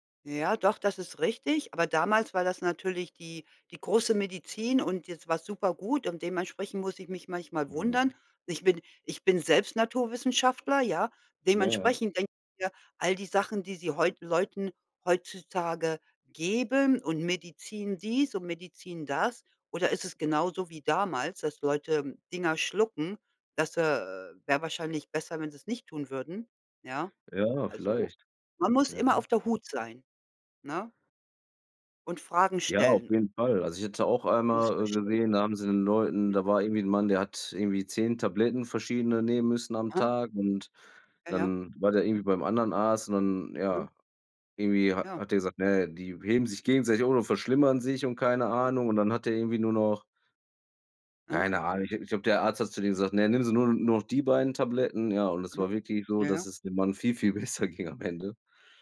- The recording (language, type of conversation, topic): German, unstructured, Warum reagieren Menschen emotional auf historische Wahrheiten?
- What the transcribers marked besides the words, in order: other background noise; laughing while speaking: "besser ging"